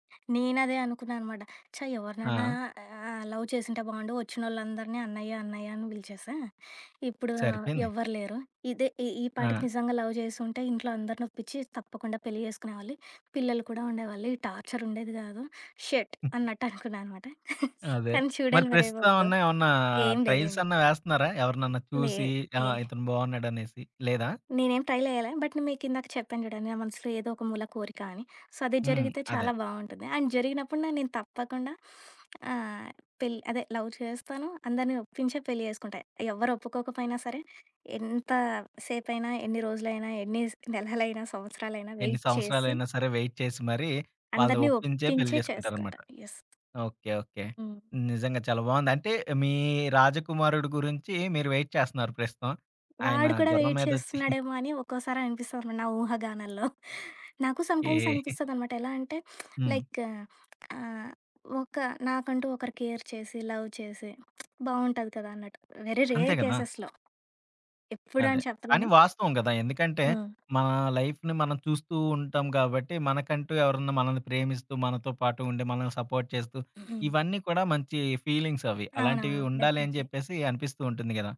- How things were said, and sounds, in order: other background noise; in English: "లవ్"; in English: "లవ్"; giggle; in English: "షిట్"; in English: "ట్రైల్స్"; giggle; in English: "బట్"; in English: "సో"; in English: "అండ్"; sniff; in English: "లవ్"; in English: "వెయిట్"; in English: "వెయిట్"; in English: "యెస్"; in English: "వెయిట్"; in English: "వెయిట్"; giggle; giggle; in English: "సమ్‌టైమ్స్"; lip smack; in English: "కేర్"; in English: "లవ్"; lip smack; in English: "వెరీ రేర్ కేస్‌లో"; in English: "లైఫ్‌ని"; in English: "సపోర్ట్"; in English: "డెఫనెట్‌లీ"
- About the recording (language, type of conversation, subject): Telugu, podcast, వివాహం చేయాలా అనే నిర్ణయం మీరు ఎలా తీసుకుంటారు?